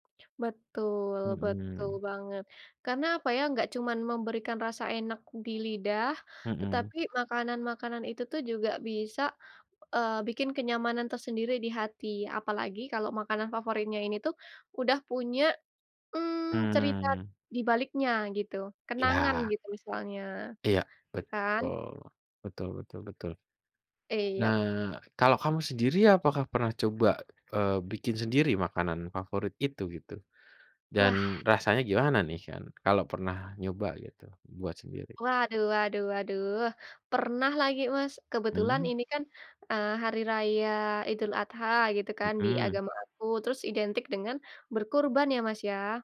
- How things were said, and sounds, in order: background speech; in English: "yup"; tapping
- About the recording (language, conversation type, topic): Indonesian, unstructured, Apa makanan favorit yang selalu membuatmu bahagia?